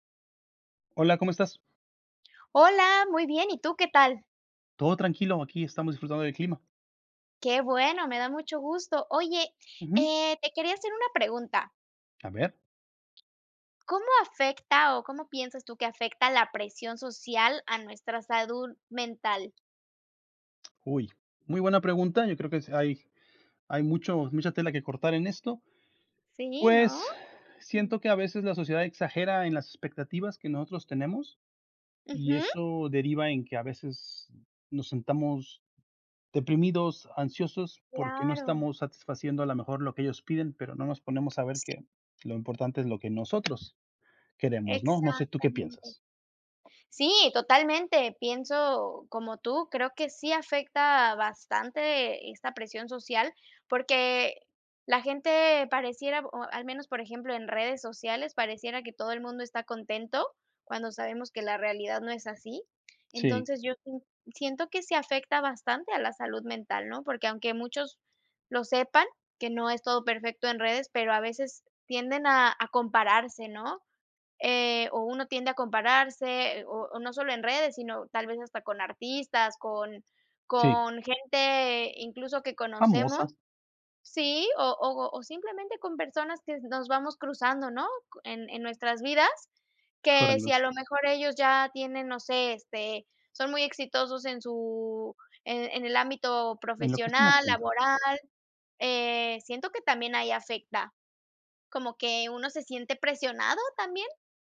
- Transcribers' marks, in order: other background noise; "salud" said as "sadul"; tapping
- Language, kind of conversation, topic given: Spanish, unstructured, ¿Cómo afecta la presión social a nuestra salud mental?